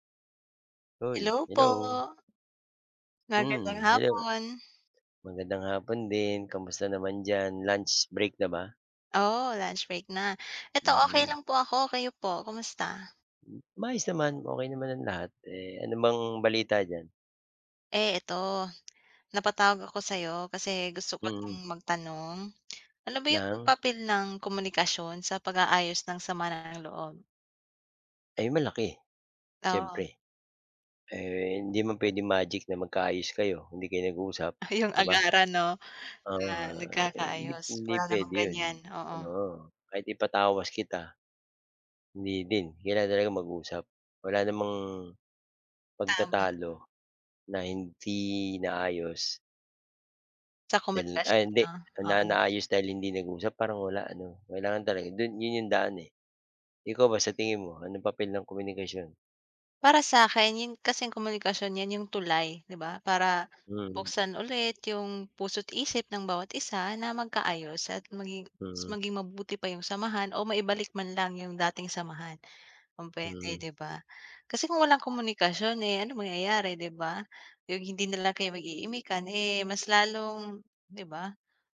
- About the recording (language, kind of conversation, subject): Filipino, unstructured, Ano ang papel ng komunikasyon sa pag-aayos ng sama ng loob?
- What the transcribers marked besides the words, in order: lip smack; tongue click; tapping; laughing while speaking: "Ay"; other noise